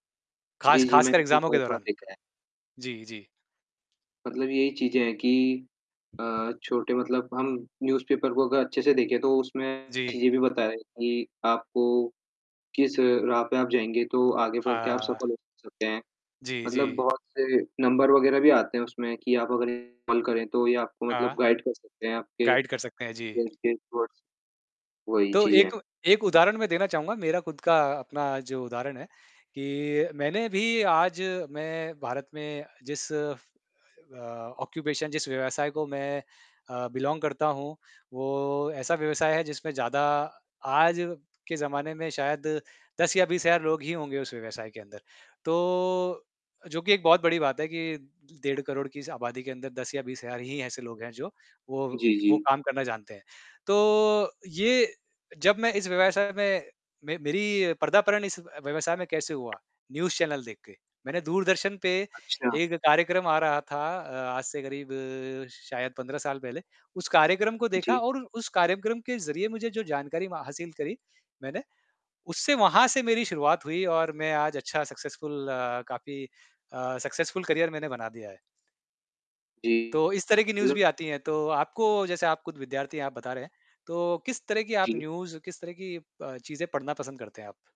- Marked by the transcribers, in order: static; distorted speech; in English: "न्यूज़ पेपर"; tapping; in English: "गाइड"; in English: "गाइड"; in English: "गोल"; in English: "टुवर्ड्स"; in English: "ऑक्यूपेशन"; in English: "बिलोंग"; other background noise; "पदार्पण" said as "पर्दापर्ण"; in English: "न्यूज़ चैनल"; in English: "सक्सेसफुल"; in English: "सक्सेसफुल करियर"; in English: "न्यूज़"; in English: "न्यूज़"
- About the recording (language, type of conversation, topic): Hindi, unstructured, आपके हिसाब से खबरों का हमारे मूड पर कितना असर होता है?